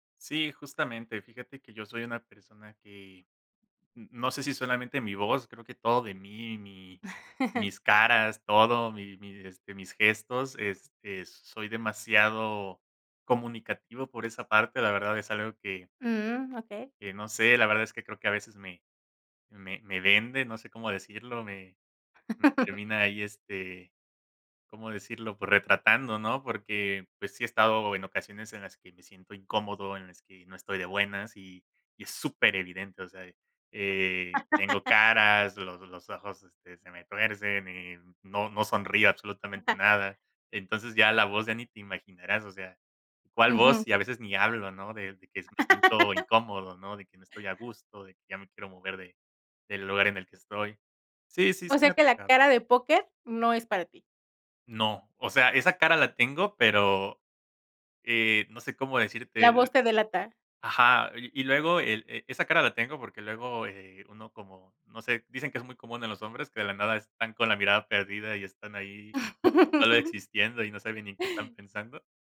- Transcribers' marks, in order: laugh; laugh; laugh; chuckle; laugh; laugh
- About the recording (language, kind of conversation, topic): Spanish, podcast, ¿Te ha pasado que te malinterpretan por tu tono de voz?